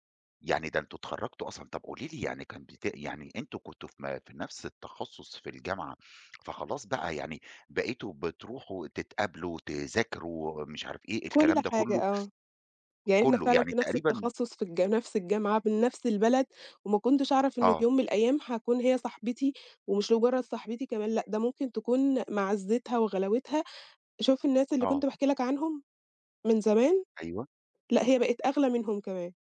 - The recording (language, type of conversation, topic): Arabic, podcast, احكيلي عن لقاء بالصدفة خلّى بينكم صداقة أو قصة حب؟
- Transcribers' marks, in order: tapping; other background noise